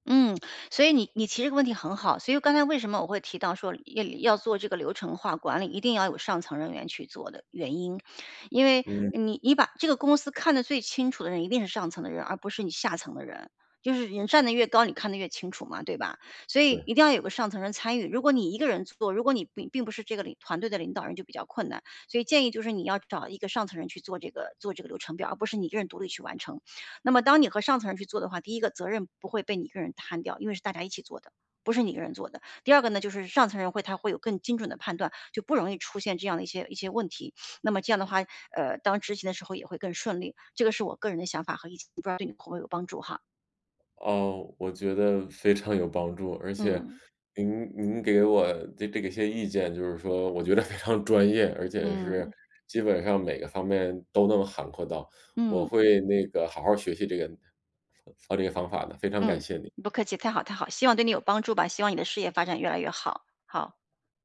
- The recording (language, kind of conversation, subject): Chinese, advice, 我们团队沟通不顺、缺乏信任，应该如何改善？
- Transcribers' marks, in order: laughing while speaking: "非常专业"